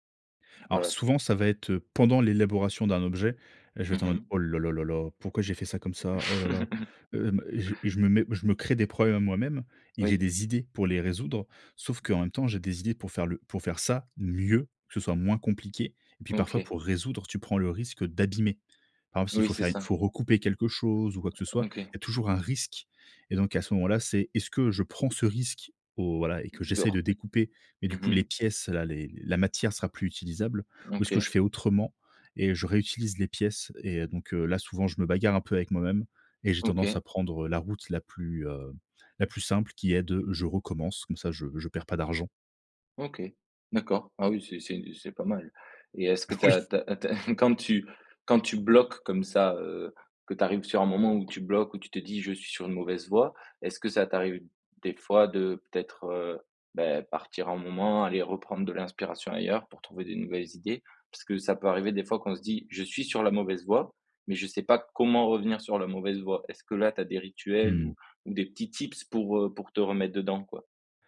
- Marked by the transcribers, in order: unintelligible speech; laugh; tapping; stressed: "mieux"; other background noise; laughing while speaking: "Oui"
- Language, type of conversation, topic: French, podcast, Processus d’exploration au démarrage d’un nouveau projet créatif
- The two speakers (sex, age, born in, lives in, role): male, 20-24, France, France, host; male, 30-34, France, France, guest